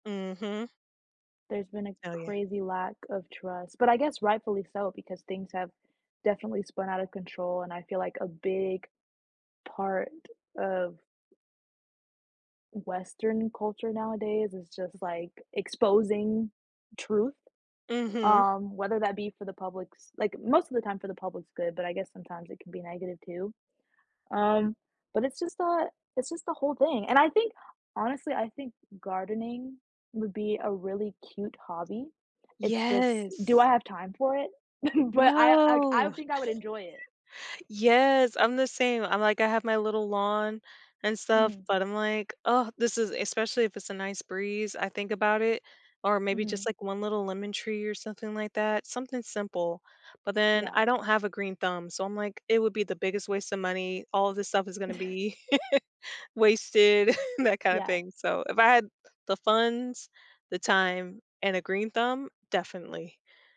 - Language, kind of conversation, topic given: English, unstructured, How might preparing every meal from scratch change your approach to daily life?
- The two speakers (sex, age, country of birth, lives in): female, 18-19, United States, United States; female, 35-39, United States, United States
- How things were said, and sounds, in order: tapping; drawn out: "Yes"; laugh; other background noise; laugh; laugh; laugh